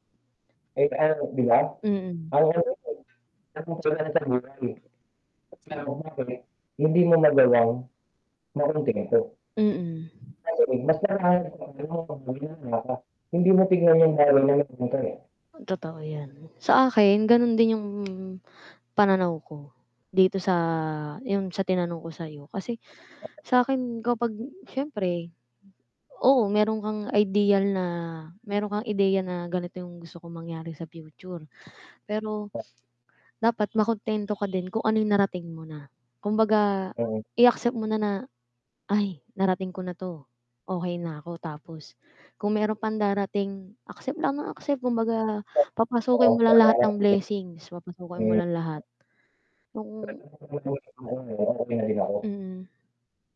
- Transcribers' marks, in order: static; distorted speech; unintelligible speech; unintelligible speech; mechanical hum; unintelligible speech; unintelligible speech; tapping; horn; unintelligible speech; unintelligible speech
- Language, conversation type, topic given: Filipino, unstructured, Paano mo ipaliliwanag ang konsepto ng tagumpay sa isang simpleng usapan?